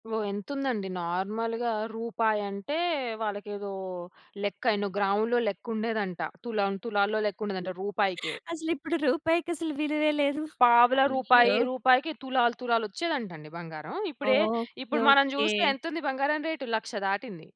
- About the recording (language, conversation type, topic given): Telugu, podcast, మీ దగ్గర ఉన్న ఏదైనా ఆభరణం గురించి దాని కథను చెప్పగలరా?
- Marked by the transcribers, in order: in English: "నార్మల్‌గా"; laughing while speaking: "అసలిప్పుడు రూపాయికసలు విలువే లేదు"